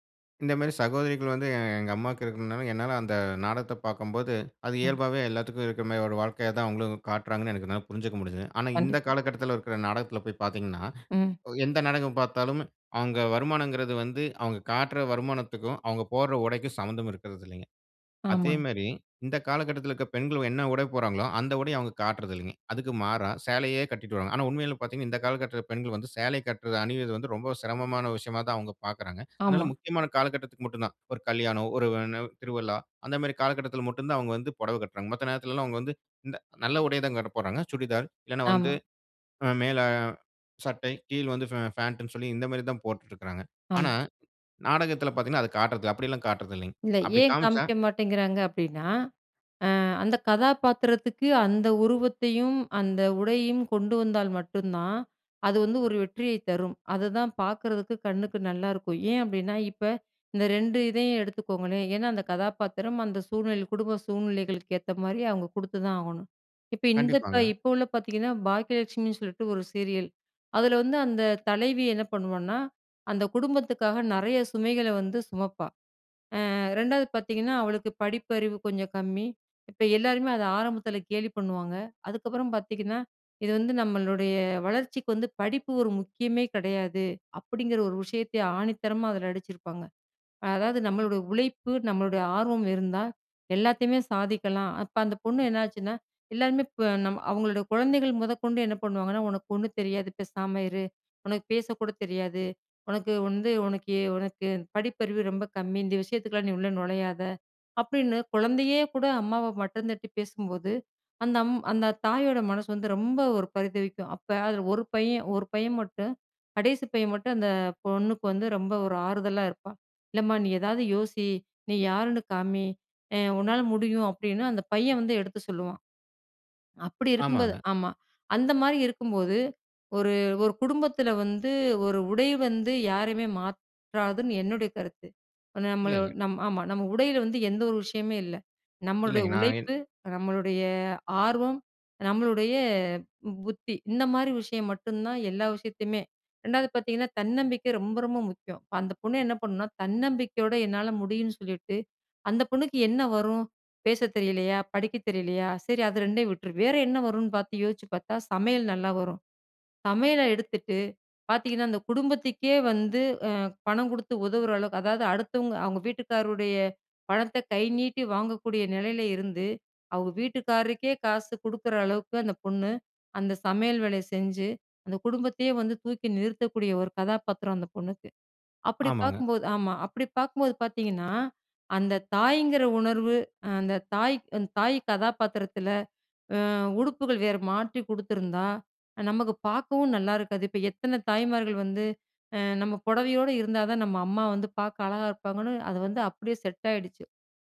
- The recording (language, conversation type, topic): Tamil, podcast, நீங்கள் பார்க்கும் தொடர்கள் பெண்களை எப்படிப் பிரதிபலிக்கின்றன?
- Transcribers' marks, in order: "உடைக்கும்" said as "ஒடைக்கும்"; other background noise; other noise